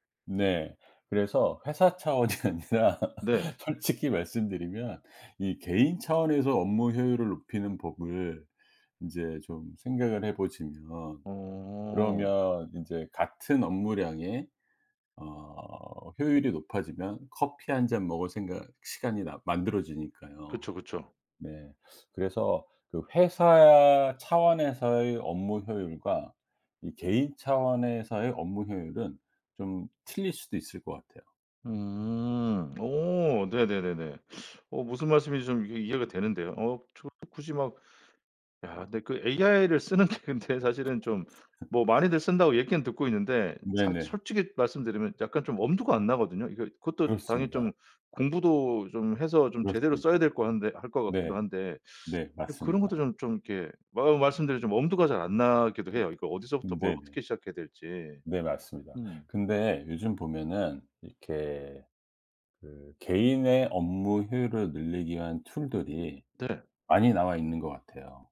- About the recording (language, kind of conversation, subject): Korean, advice, 일과 삶의 경계를 다시 세우는 연습이 필요하다고 느끼는 이유는 무엇인가요?
- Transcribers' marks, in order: laughing while speaking: "차원이 아니라 솔직히"; laughing while speaking: "쓰는게 근데"; other background noise; laugh